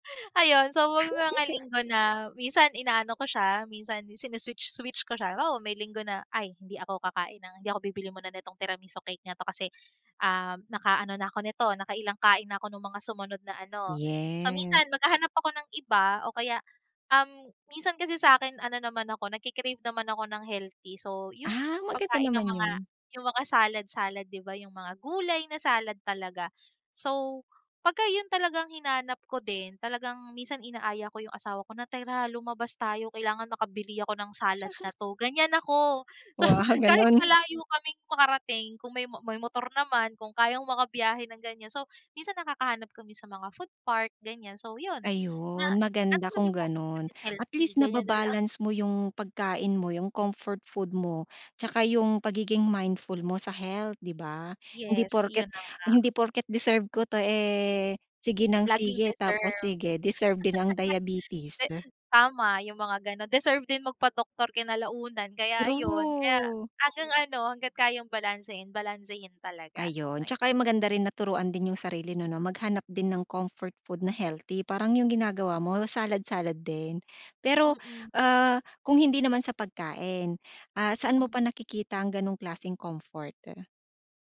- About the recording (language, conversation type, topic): Filipino, podcast, Ano ang pagkaing pampalubag-loob mo na laging nagpapakalma sa’yo, at bakit?
- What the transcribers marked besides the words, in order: laughing while speaking: "Ayun"; giggle; laughing while speaking: "so"; other noise; laugh